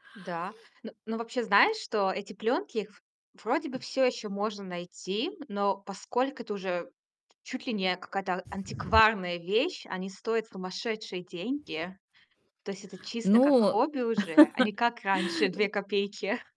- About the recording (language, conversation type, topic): Russian, podcast, Какие старые устройства (камеры, плееры и другие) вызывают у тебя ностальгию?
- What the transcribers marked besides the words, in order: tapping; other noise; other background noise; laugh; chuckle